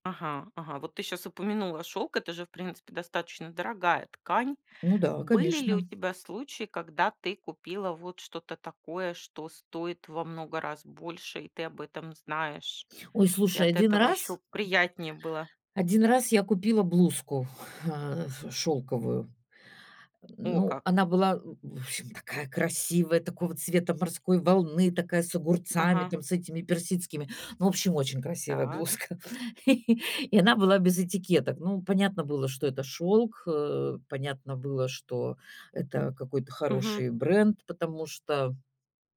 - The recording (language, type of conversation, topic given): Russian, podcast, Что вы думаете о секонд-хенде и винтаже?
- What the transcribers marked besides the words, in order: tapping; other background noise; exhale; grunt; other noise; laughing while speaking: "блузка"; chuckle